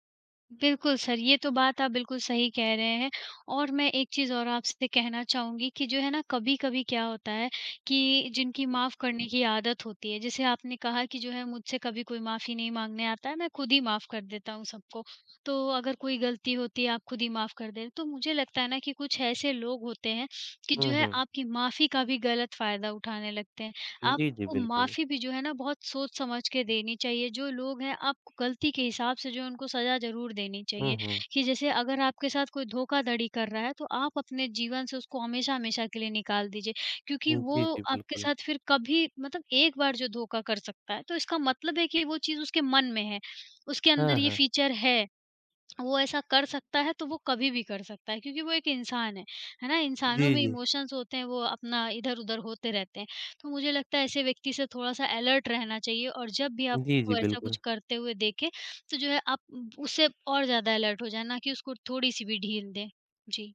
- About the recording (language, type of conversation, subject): Hindi, unstructured, क्या क्षमा करना ज़रूरी होता है, और क्यों?
- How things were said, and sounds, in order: other background noise; in English: "फीचर"; in English: "इमोशंस"; in English: "अलर्ट"; in English: "अलर्ट"